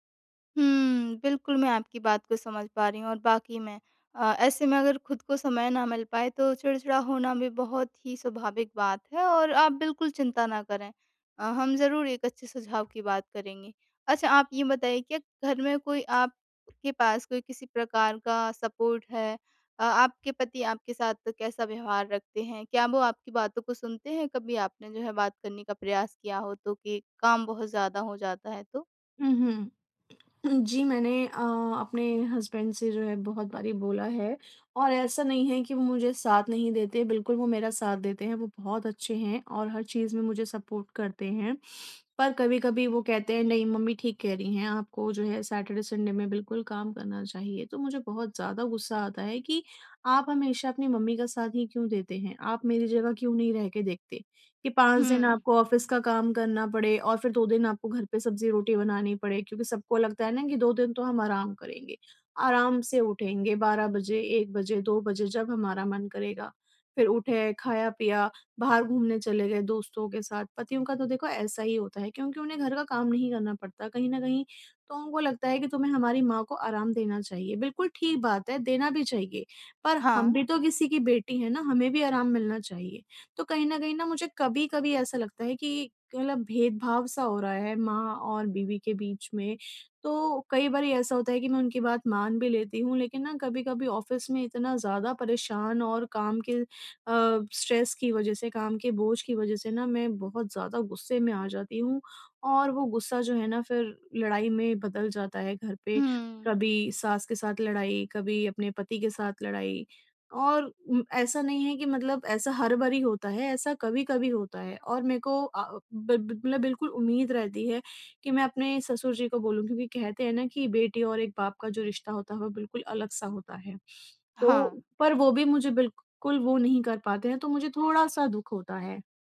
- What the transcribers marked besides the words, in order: in English: "सपोर्ट"; throat clearing; in English: "हसबैंड"; in English: "सपोर्ट"; in English: "सैटरडे-संडे"; in English: "ऑफ़िस"; in English: "ऑफ़िस"; in English: "स्ट्रेस"
- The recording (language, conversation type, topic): Hindi, advice, समय की कमी होने पर मैं अपने शौक कैसे जारी रख सकता/सकती हूँ?